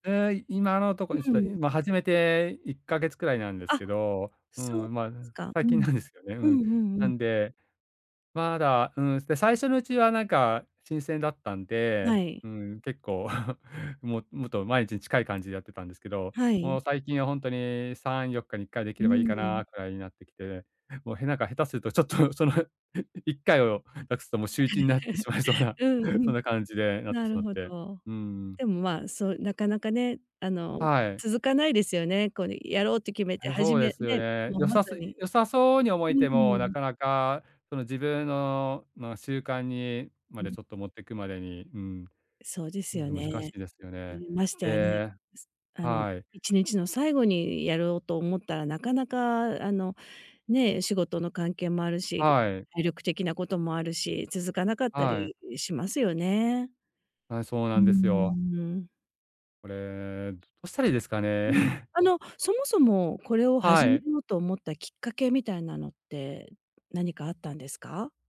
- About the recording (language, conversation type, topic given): Japanese, advice, 忙しくて時間がないとき、日課を続けるにはどうすればいいですか？
- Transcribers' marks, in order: laughing while speaking: "最近なんですよね"; laugh; laughing while speaking: "ちょっとその、 いっかい を無く … しまいそうな"; chuckle; other noise; chuckle